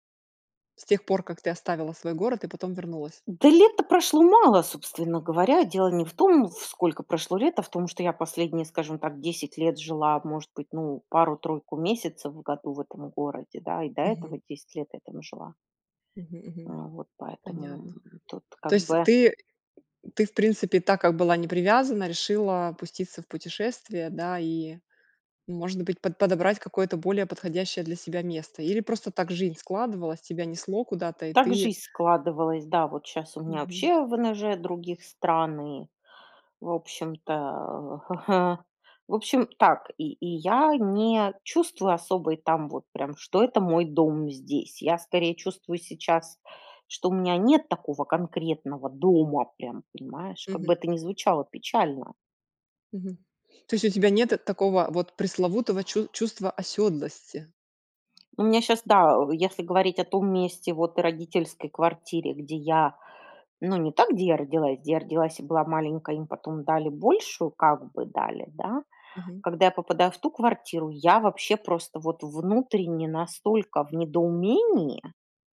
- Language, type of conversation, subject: Russian, podcast, Расскажи о месте, где ты чувствовал(а) себя чужим(ой), но тебя приняли как своего(ю)?
- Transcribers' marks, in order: other background noise; chuckle; tapping